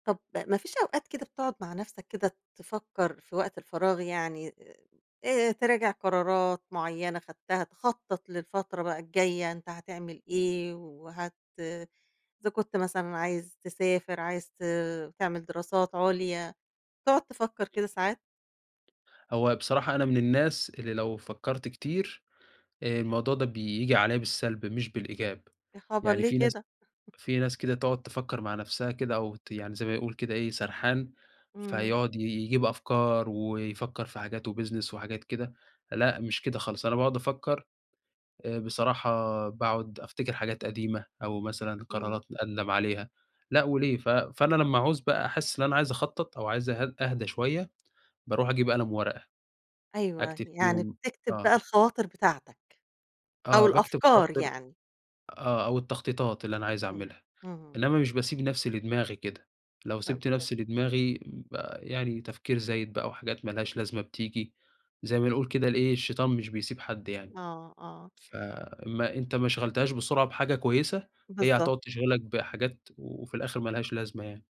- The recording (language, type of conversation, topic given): Arabic, podcast, إزاي بتخلي وقت فراغك يبقى فعلاً محسوب ومفيد؟
- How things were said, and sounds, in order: tapping; unintelligible speech